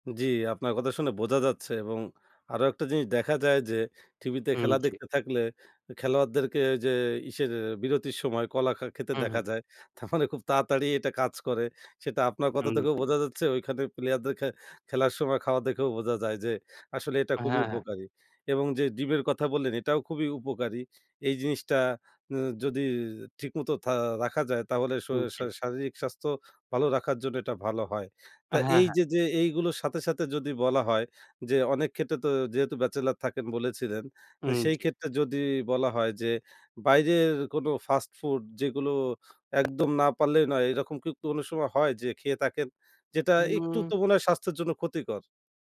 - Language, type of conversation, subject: Bengali, podcast, কম বাজেটে সুস্বাদু খাবার বানানোর কৌশল কী?
- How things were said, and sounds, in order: laughing while speaking: "তার মানে"; other background noise